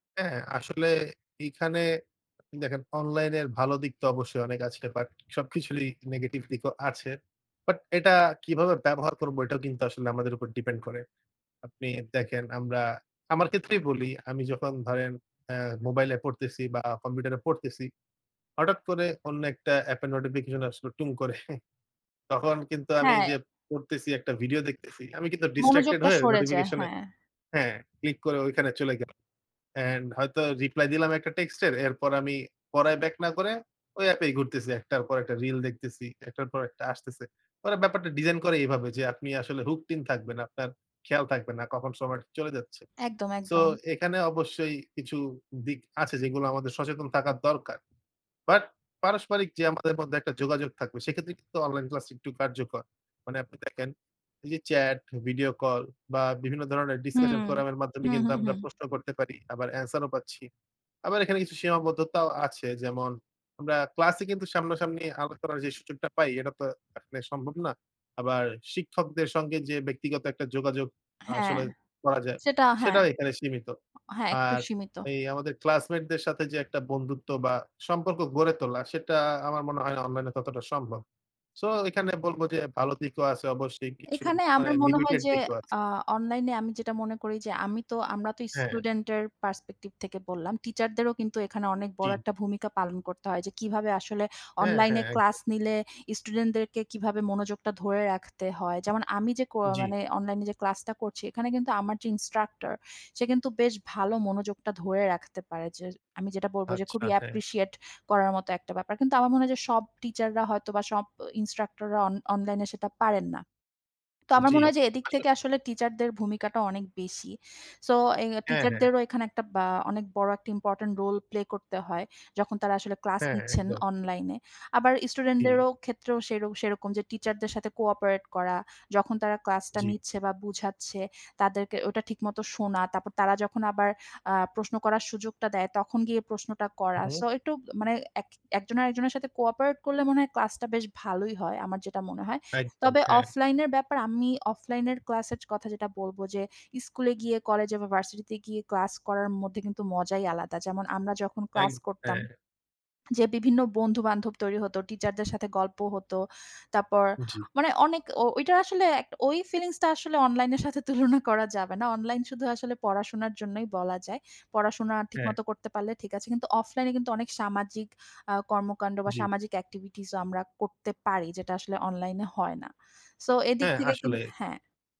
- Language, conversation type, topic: Bengali, unstructured, অনলাইনে পড়াশোনার সুবিধা ও অসুবিধা কী কী?
- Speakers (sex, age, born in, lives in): female, 30-34, Bangladesh, Bangladesh; male, 20-24, Bangladesh, Bangladesh
- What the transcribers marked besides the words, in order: other background noise; chuckle; in English: "distracted"; in English: "hooked in"; tapping; chuckle